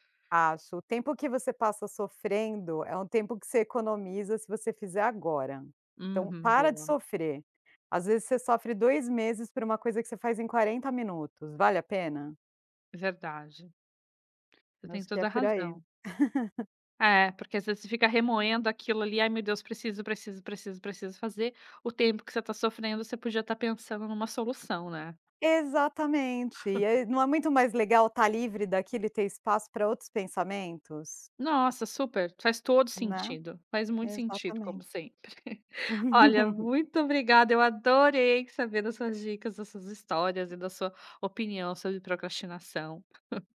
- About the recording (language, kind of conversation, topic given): Portuguese, podcast, Que truques você usa para não procrastinar em casa?
- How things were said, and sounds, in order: other background noise; giggle; chuckle; chuckle; laugh; tapping; chuckle